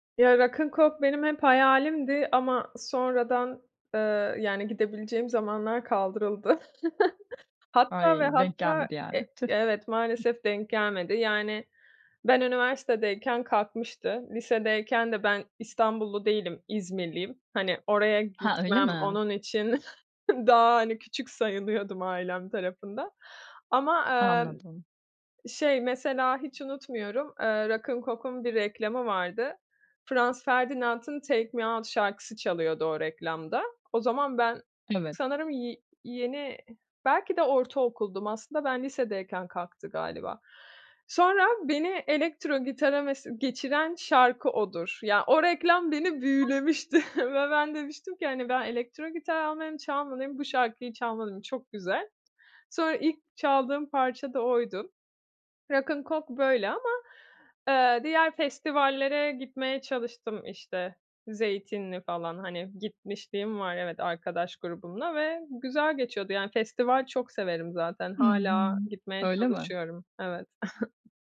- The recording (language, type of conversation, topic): Turkish, podcast, Canlı müzik deneyimleri müzik zevkini nasıl etkiler?
- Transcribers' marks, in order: chuckle; other background noise; other noise; chuckle; chuckle; tapping; chuckle